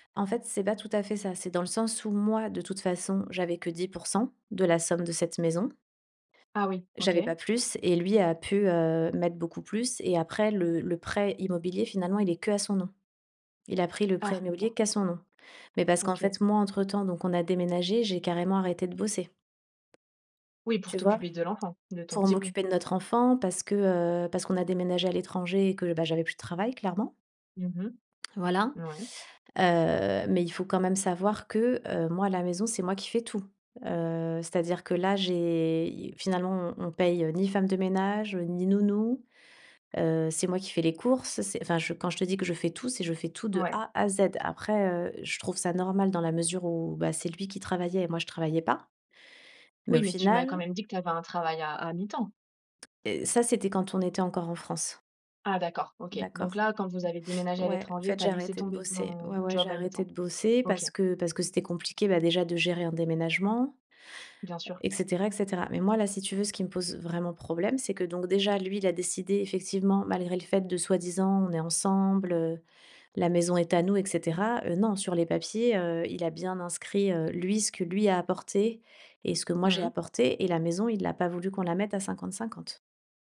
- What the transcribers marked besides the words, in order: tapping
- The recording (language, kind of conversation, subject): French, advice, Comment gérer des disputes financières fréquentes avec mon partenaire ?